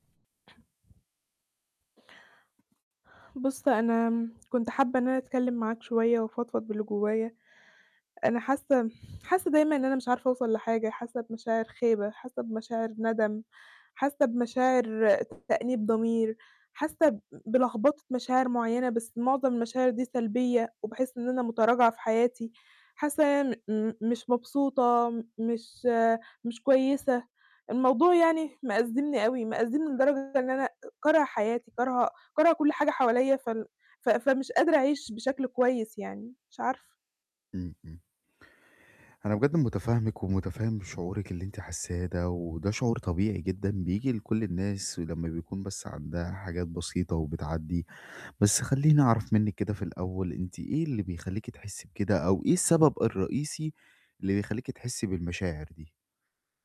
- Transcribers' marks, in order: throat clearing; tapping; distorted speech
- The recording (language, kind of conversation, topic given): Arabic, advice, إزاي أتعامل مع مشاعر الخسارة والخيبة والندم في حياتي؟